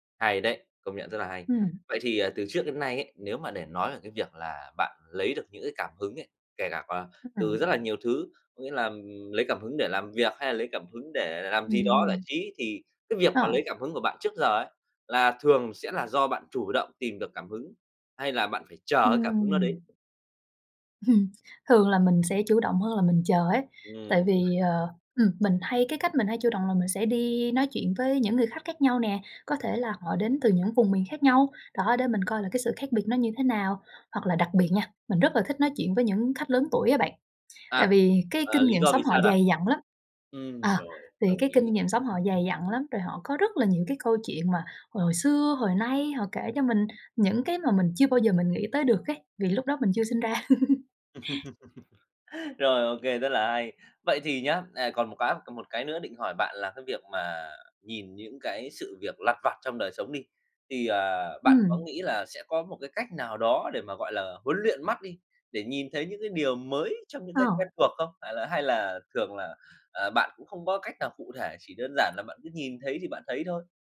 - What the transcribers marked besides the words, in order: laugh; tapping; laugh; other background noise; laugh
- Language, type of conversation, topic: Vietnamese, podcast, Bạn tận dụng cuộc sống hằng ngày để lấy cảm hứng như thế nào?